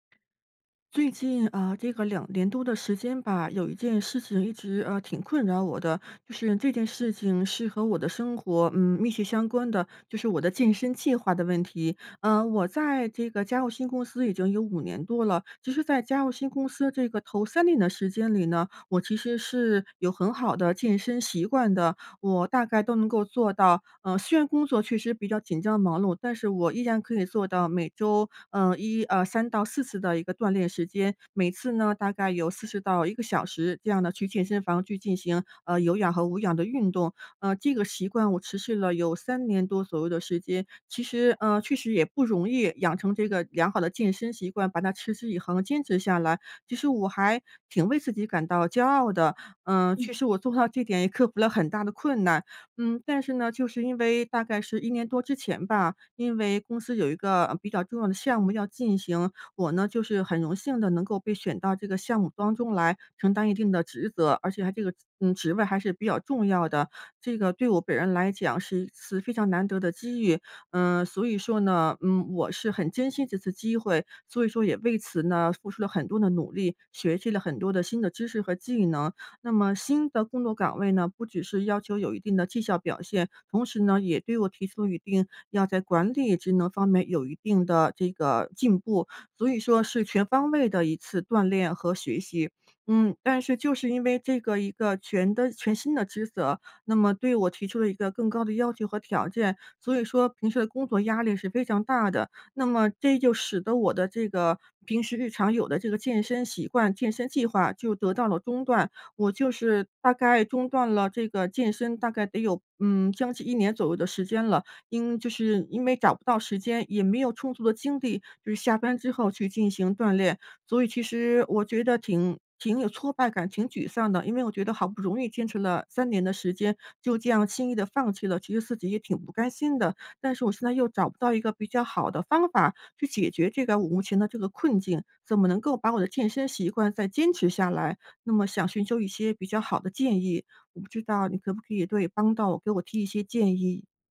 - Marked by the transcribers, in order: none
- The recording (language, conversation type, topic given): Chinese, advice, 难以坚持定期锻炼，常常半途而废